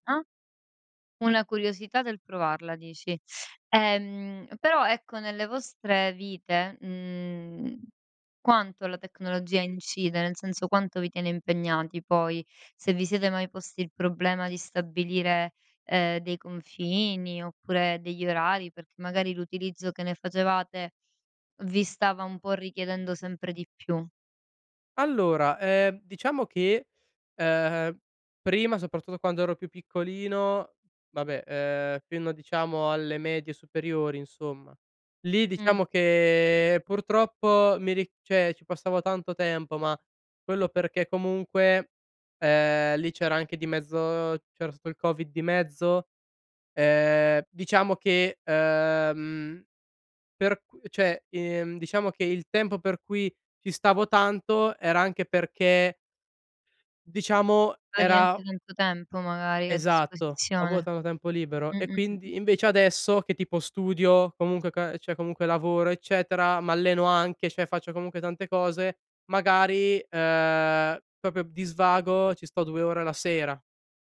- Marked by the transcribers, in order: "cioè" said as "ceh"; "cioè" said as "ceh"; "cioè" said as "ceh"; "cioè" said as "ceh"
- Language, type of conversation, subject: Italian, podcast, Come creare confini tecnologici in famiglia?